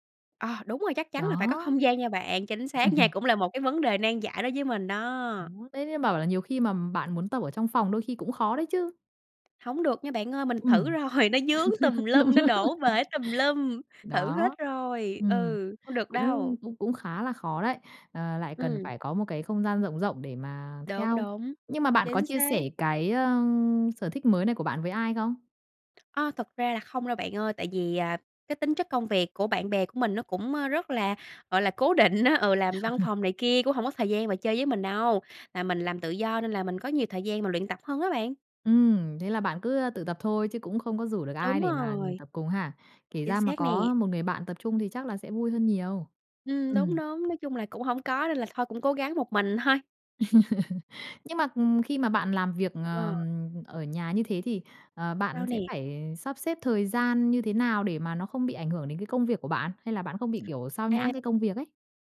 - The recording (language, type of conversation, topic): Vietnamese, podcast, Bạn thường học kỹ năng mới bằng cách nào?
- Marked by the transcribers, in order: chuckle; laughing while speaking: "nha"; tapping; chuckle; laughing while speaking: "Nó vướng"; laughing while speaking: "rồi"; chuckle; other background noise; laughing while speaking: "định"; chuckle; laugh